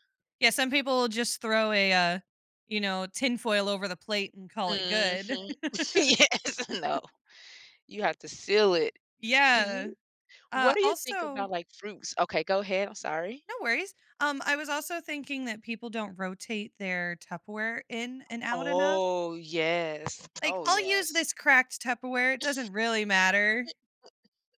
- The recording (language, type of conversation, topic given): English, unstructured, What habits or choices lead to food being wasted in our homes?
- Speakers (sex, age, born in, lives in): female, 30-34, United States, United States; female, 35-39, United States, United States
- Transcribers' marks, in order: laughing while speaking: "Yes"; chuckle; drawn out: "Oh"; other background noise; cough